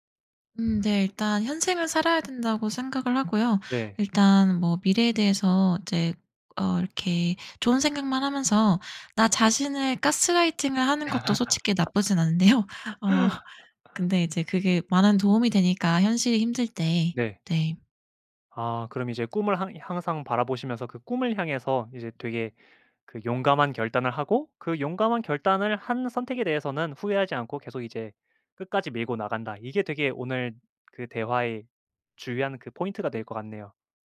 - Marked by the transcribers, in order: laugh; laughing while speaking: "않은데요. 어"; other background noise; "항상" said as "향상"
- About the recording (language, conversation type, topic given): Korean, podcast, 인생에서 가장 큰 전환점은 언제였나요?